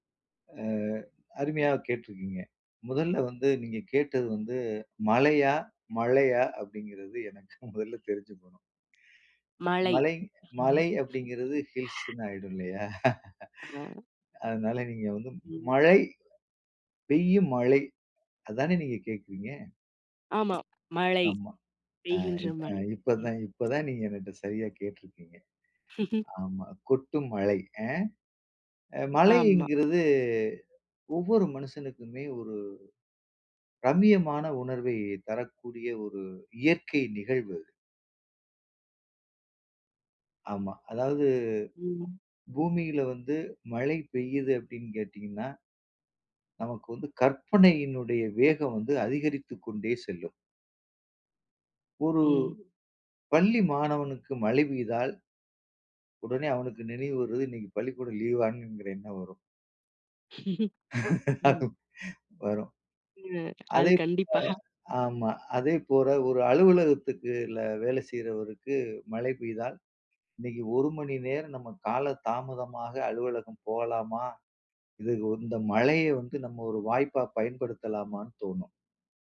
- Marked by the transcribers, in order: laughing while speaking: "எனக்கு முதல்ல தெரிஞ்சுக்கோணும்"; sigh; unintelligible speech; inhale; in English: "ஹில்ஸ்ன்னு"; unintelligible speech; laugh; other noise; other background noise; chuckle; chuckle; laugh; "போல" said as "போற"; "அலுவலகத்துல" said as "அலுவலகத்துக்குல"
- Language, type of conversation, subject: Tamil, podcast, மழை பூமியைத் தழுவும் போது உங்களுக்கு எந்த நினைவுகள் எழுகின்றன?